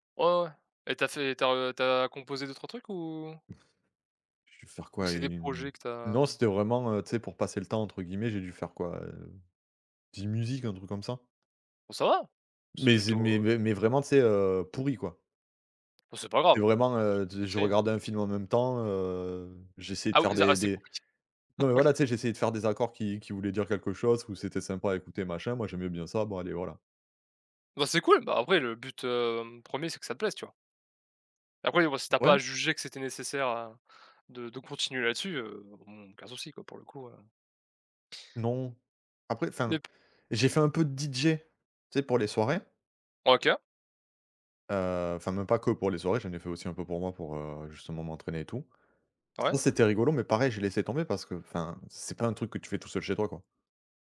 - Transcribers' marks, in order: unintelligible speech; chuckle; stressed: "DJ"
- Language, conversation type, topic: French, unstructured, Comment la musique influence-t-elle ton humeur au quotidien ?